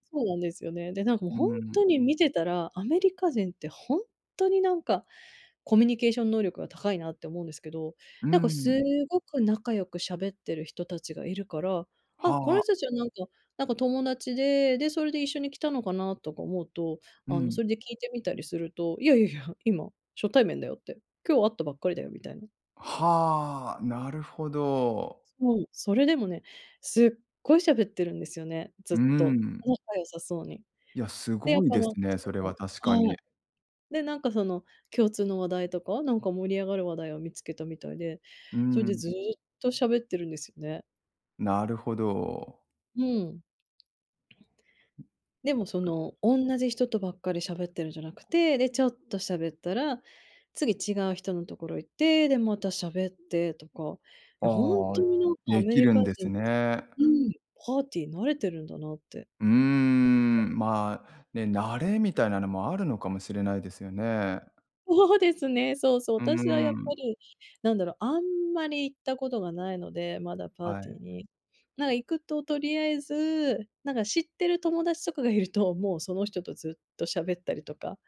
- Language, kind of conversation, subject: Japanese, advice, パーティーで居心地が悪いとき、どうすれば楽しく過ごせますか？
- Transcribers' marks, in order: tapping; other background noise; other noise; laughing while speaking: "そうですね"